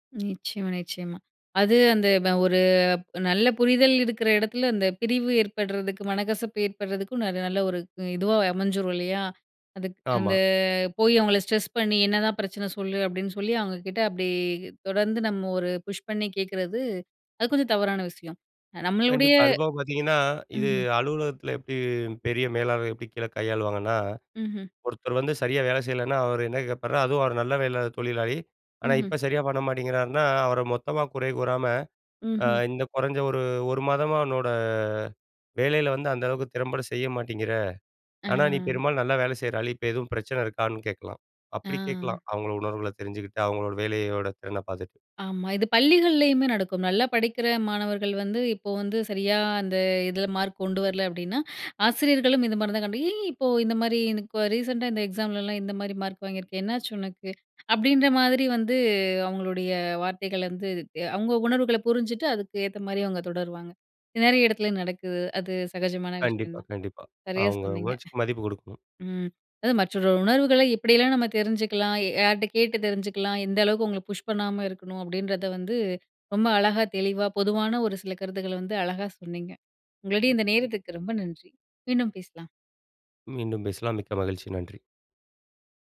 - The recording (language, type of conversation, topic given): Tamil, podcast, மற்றவரின் உணர்வுகளை நீங்கள் எப்படிப் புரிந்துகொள்கிறீர்கள்?
- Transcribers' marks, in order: in English: "ஸ்ட்ரெஸ்"; in English: "புஷ்"; drawn out: "உன்னோட"; inhale; in English: "ரீசென்ட்"; inhale; unintelligible speech; chuckle; in English: "புஷ்"